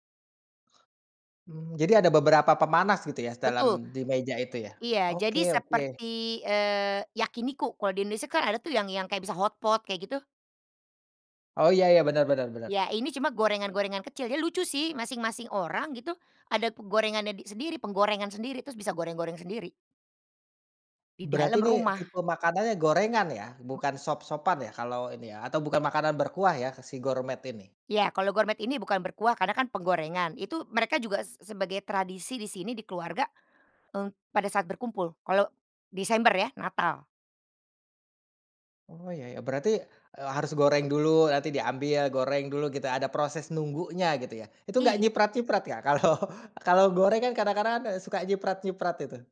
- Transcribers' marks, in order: other background noise; in English: "hotpot"; tapping; laughing while speaking: "Kalau"
- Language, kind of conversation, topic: Indonesian, podcast, Bagaimana musim memengaruhi makanan dan hasil panen di rumahmu?